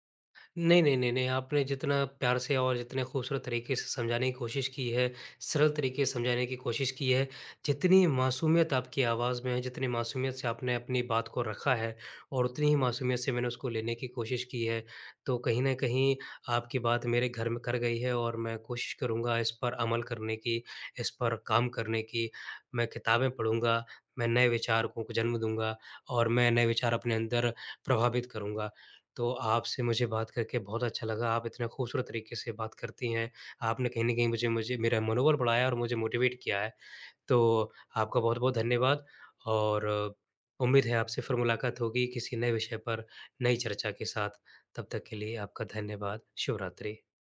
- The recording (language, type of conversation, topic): Hindi, advice, रोज़ पढ़ने की आदत बनानी है पर समय निकालना मुश्किल होता है
- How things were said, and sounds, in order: in English: "मोटिवेट"